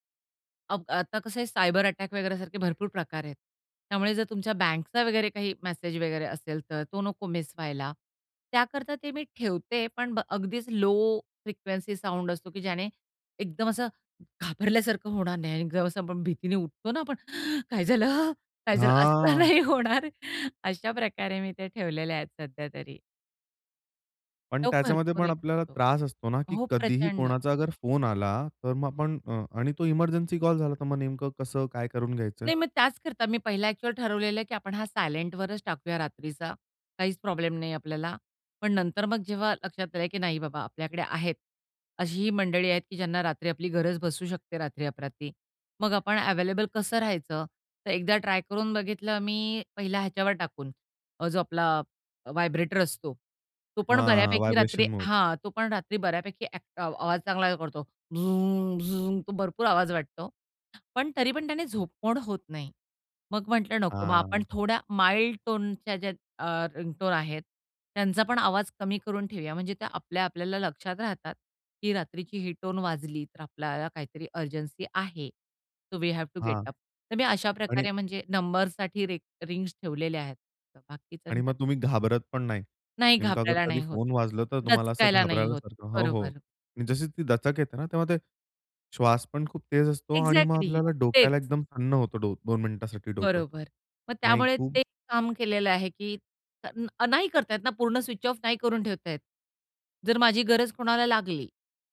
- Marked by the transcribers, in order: in English: "लो फ्रिक्वेन्सी साउंड"; other noise; inhale; put-on voice: "काय झालं? काय झालं?"; laughing while speaking: "असं नाही होणार"; put-on voice: "झूम-झूम"; tapping; in English: "व्ही हॅव टू गेट अप"; unintelligible speech; in English: "एक्झॅक्टली"
- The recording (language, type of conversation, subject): Marathi, podcast, डिजिटल डिटॉक्स तुमच्या विश्रांतीला कशी मदत करतो?